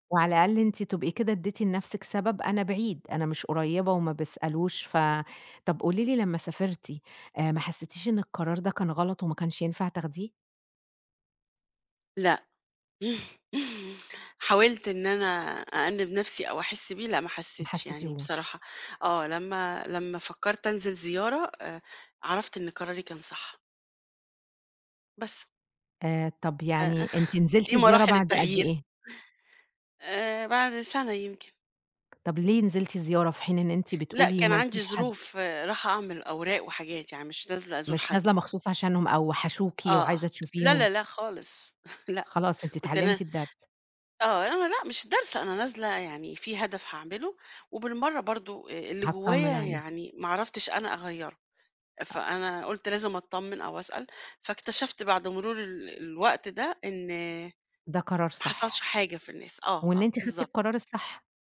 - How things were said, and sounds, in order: chuckle; chuckle; tapping; chuckle; other noise
- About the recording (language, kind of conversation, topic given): Arabic, podcast, إزاي اتغيّرت علاقتك بأهلك مع مرور السنين؟